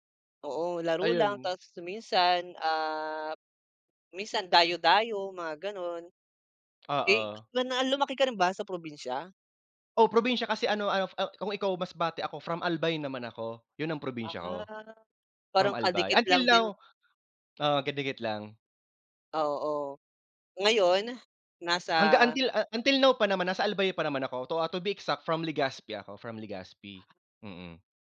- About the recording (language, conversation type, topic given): Filipino, unstructured, Ano ang mga alaala sa iyong pagkabata na hindi mo malilimutan?
- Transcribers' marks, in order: none